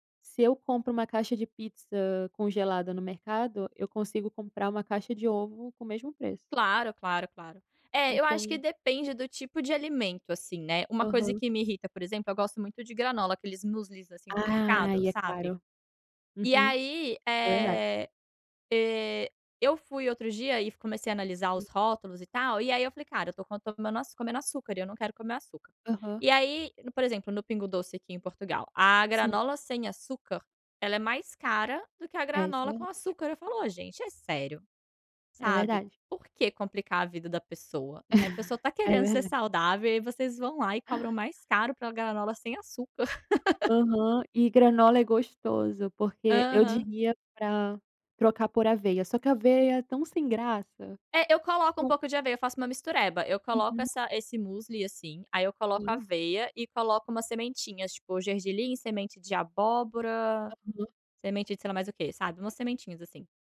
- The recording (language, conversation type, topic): Portuguese, unstructured, Qual hábito simples mudou sua rotina para melhor?
- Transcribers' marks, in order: laugh; laugh; unintelligible speech